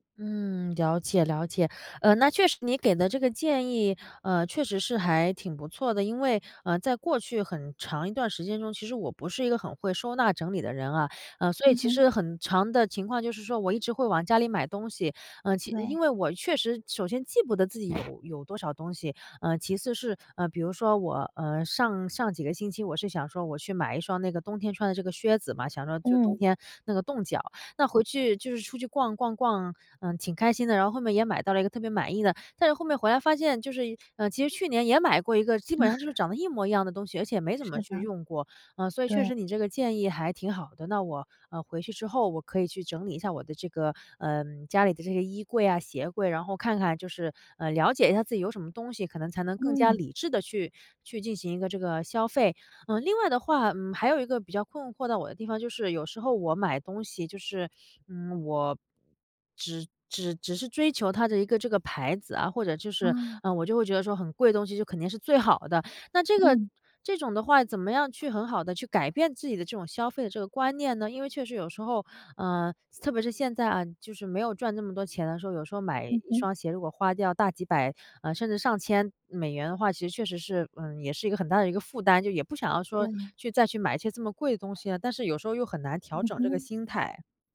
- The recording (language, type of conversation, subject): Chinese, advice, 如何更有效地避免冲动消费？
- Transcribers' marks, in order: other background noise; chuckle